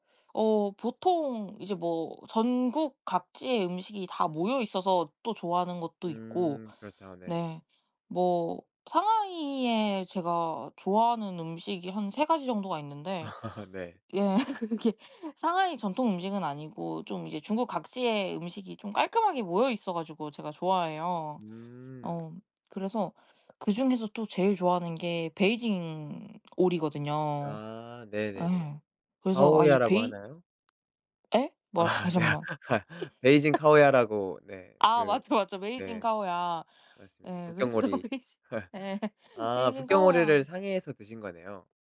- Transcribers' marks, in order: laugh; laughing while speaking: "그게"; in Chinese: "烤鴨라고"; other background noise; laughing while speaking: "아. 네"; laugh; in Chinese: "烤鴨라고"; laughing while speaking: "맞아 맞아"; in Chinese: "烤鴨"; laughing while speaking: "그래서 베이징 예"; laugh; in Chinese: "烤鴨"
- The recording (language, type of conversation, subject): Korean, podcast, 음식 때문에 떠난 여행 기억나요?